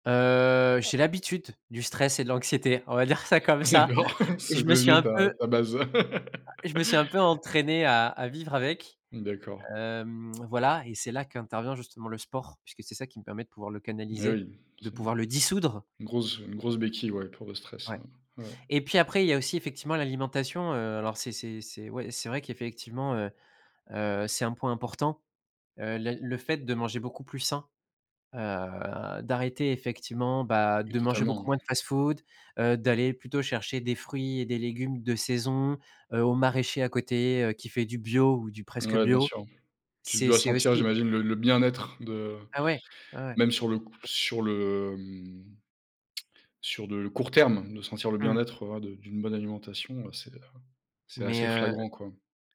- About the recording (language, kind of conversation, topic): French, podcast, Qu’est-ce qui te rend le plus fier ou la plus fière dans ton parcours de santé jusqu’ici ?
- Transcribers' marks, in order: drawn out: "Heu"; laughing while speaking: "On va dire ça, comme ça !"; laughing while speaking: "D'accord"; other background noise; laugh; stressed: "dissoudre"; tapping; drawn out: "heu"; drawn out: "mhm"; stressed: "court terme"